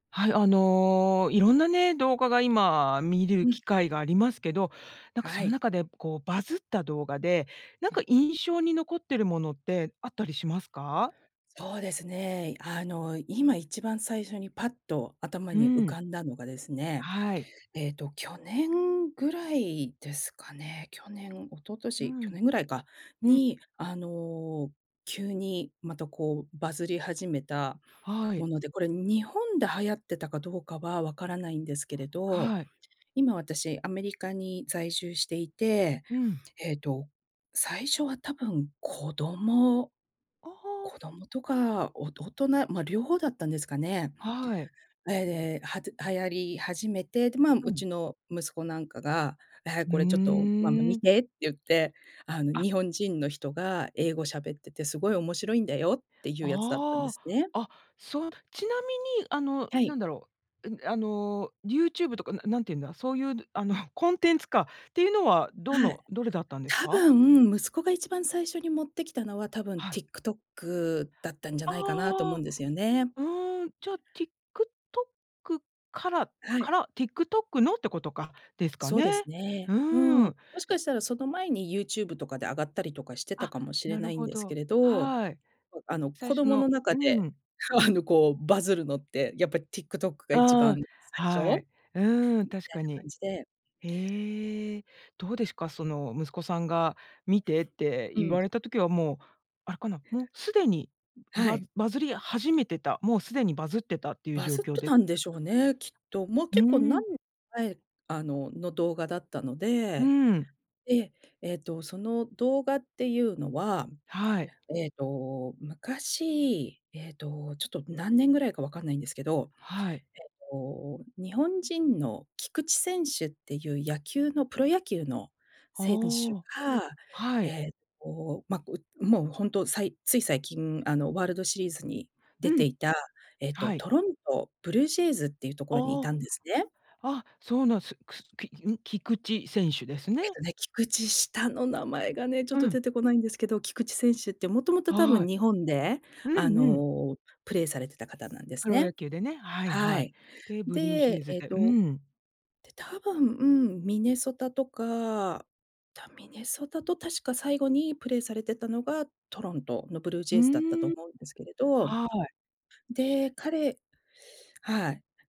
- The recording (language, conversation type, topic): Japanese, podcast, バズった動画の中で、特に印象に残っているものは何ですか？
- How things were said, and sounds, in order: other background noise; other noise